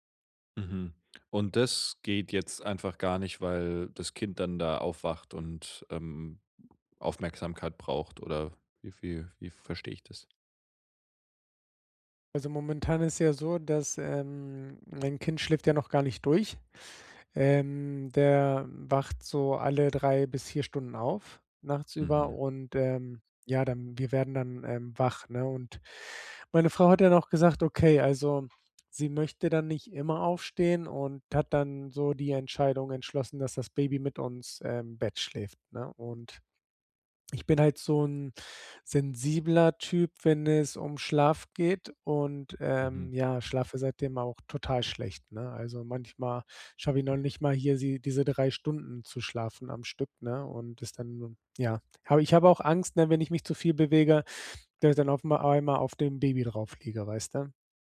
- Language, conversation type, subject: German, advice, Wie kann ich trotz Unsicherheit eine tägliche Routine aufbauen?
- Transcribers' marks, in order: none